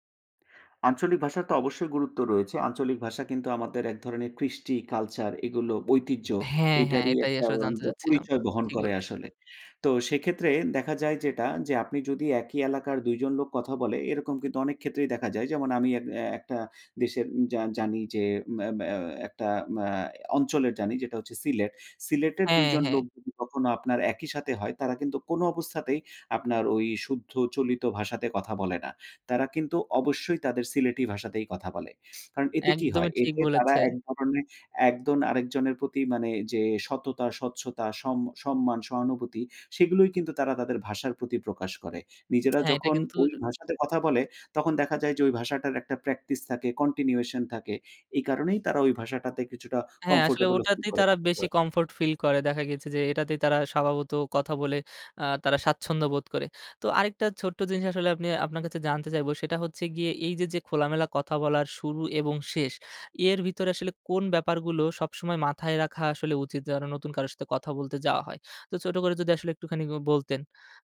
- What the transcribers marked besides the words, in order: other background noise; unintelligible speech; tapping; "একজন" said as "একদন"; in English: "continuation"; "স্বভাবত" said as "স্বাভাবত"
- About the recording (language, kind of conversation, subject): Bengali, podcast, নতুন মানুষের সঙ্গে আপনি কীভাবে স্বচ্ছন্দে কথোপকথন শুরু করেন?